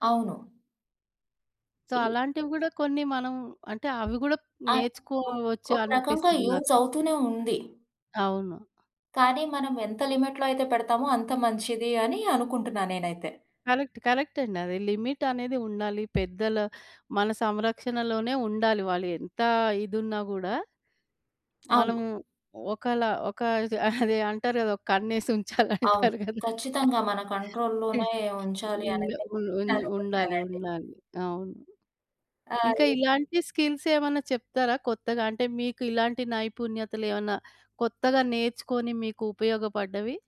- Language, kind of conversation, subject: Telugu, podcast, మీ నైపుణ్యాలు కొత్త ఉద్యోగంలో మీకు ఎలా ఉపయోగపడ్డాయి?
- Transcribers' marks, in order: in English: "సో"; in English: "యూజ్"; in English: "లిమిట్‌లో"; other background noise; in English: "కరెక్ట్"; in English: "లిమిట్"; laughing while speaking: "అదే, అంటారు గదా! ఒక కన్నేసి ఉంచాలి అంటారు గదా!"; in English: "కంట్రోల్‌లోనే"; giggle